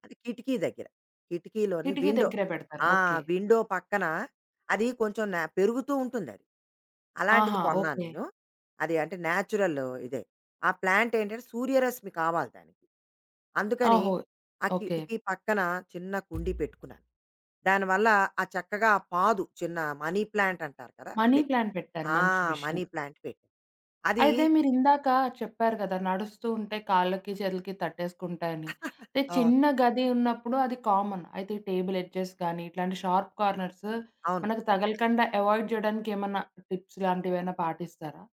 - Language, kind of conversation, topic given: Telugu, podcast, ఒక చిన్న గదిని పెద్దదిగా కనిపించేలా చేయడానికి మీరు ఏ చిట్కాలు పాటిస్తారు?
- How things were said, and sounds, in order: in English: "విండో"; in English: "విండో"; in English: "న్యాచురల్"; in English: "ప్లాంట్"; other background noise; in English: "మనీ ప్లాంట్"; in English: "మనీ ప్లాంట్"; in English: "మనీ ప్లాంట్"; chuckle; in English: "కామన్"; in English: "టేబుల్ ఎడ్జెస్"; in English: "షార్ప్ కార్నర్స్"; in English: "అవాయిడ్"; in English: "టిప్స్"